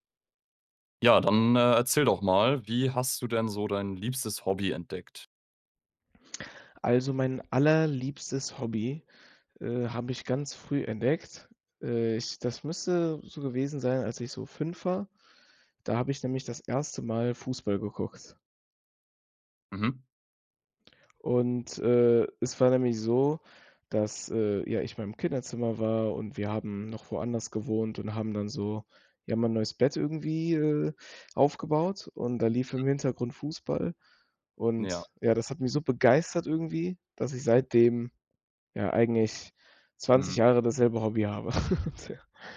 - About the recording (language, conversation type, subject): German, podcast, Wie hast du dein liebstes Hobby entdeckt?
- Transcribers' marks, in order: laugh